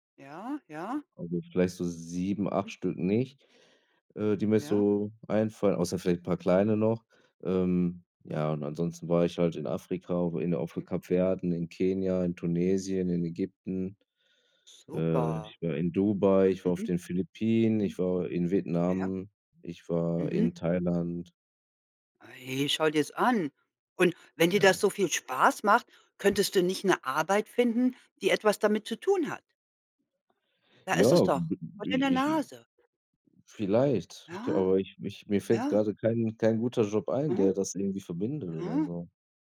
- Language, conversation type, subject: German, unstructured, Was bedeutet für dich ein gutes Leben?
- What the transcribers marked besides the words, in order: other noise